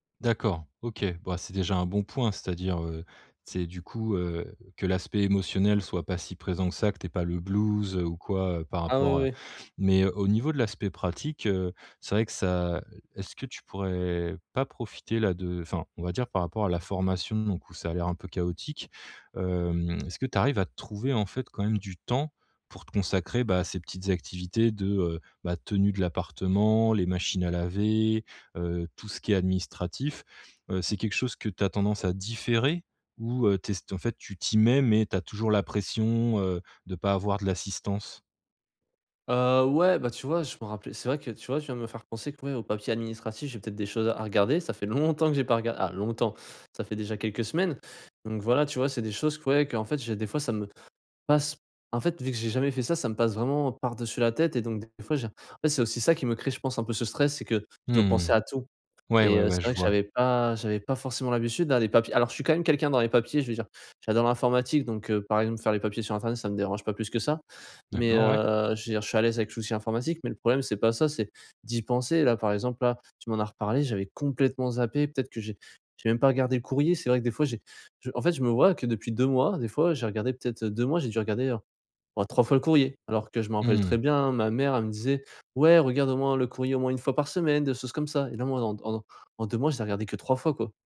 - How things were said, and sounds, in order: stressed: "blues"; other background noise; stressed: "temps"; stressed: "différer"; stressed: "longtemps"; stressed: "complètement"
- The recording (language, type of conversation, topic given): French, advice, Comment s’adapter à un déménagement dans une nouvelle ville loin de sa famille ?